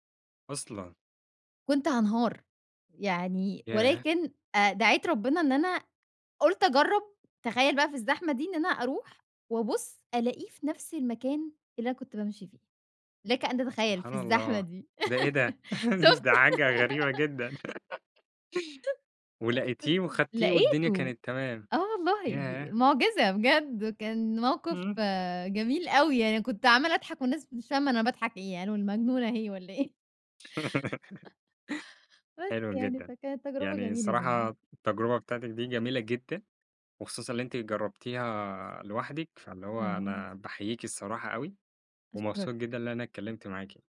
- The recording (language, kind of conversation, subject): Arabic, podcast, إيه نصيحتك لحد ناوي يجرب يسافر لوحده؟
- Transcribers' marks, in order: laughing while speaking: "ده حاجة غريبة جدًا"; giggle; laughing while speaking: "شُفت؟"; giggle; chuckle; laughing while speaking: "بس ف"; tapping; giggle; laughing while speaking: "والّا إيه؟"; chuckle